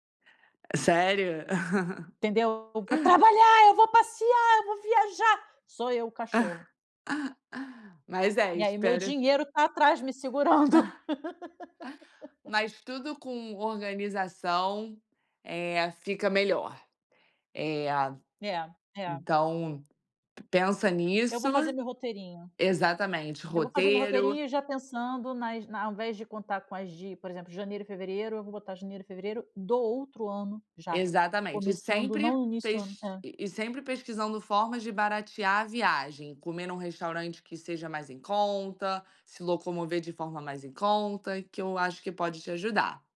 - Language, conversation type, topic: Portuguese, advice, Como planejar férias divertidas com pouco tempo e um orçamento limitado?
- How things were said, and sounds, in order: laugh; other background noise; put-on voice: "eu vou trabalhar, eu vou passear, eu vou viajar"; laugh; chuckle; laughing while speaking: "segurando"